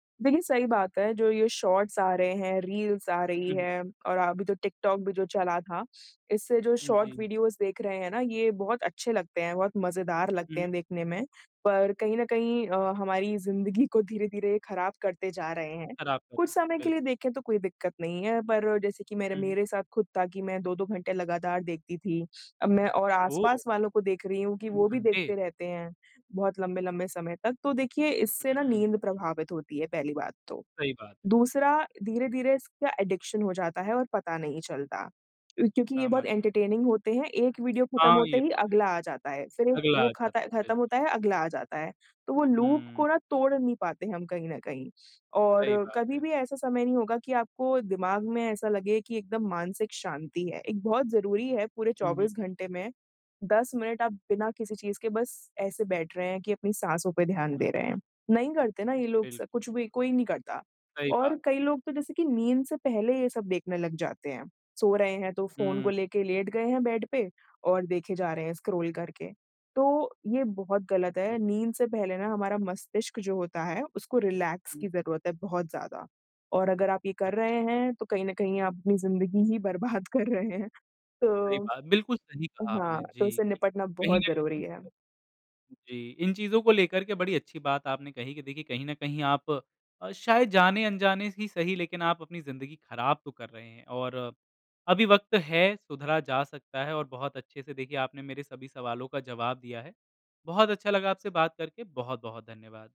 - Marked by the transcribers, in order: in English: "शॉर्ट्स"; in English: "रील्स"; in English: "शॉर्ट वीडियोस"; tongue click; in English: "टू"; "घंटे" said as "हंटे"; in English: "एडिक्शन"; in English: "एंटरटेनिंग"; in English: "लूप"; in English: "बेड"; unintelligible speech; in English: "रिलैक्स"; laughing while speaking: "बर्बाद कर रहे हैं"; other background noise
- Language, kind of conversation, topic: Hindi, podcast, सोशल मीडिया आपके मन पर किस तरह असर डालता है?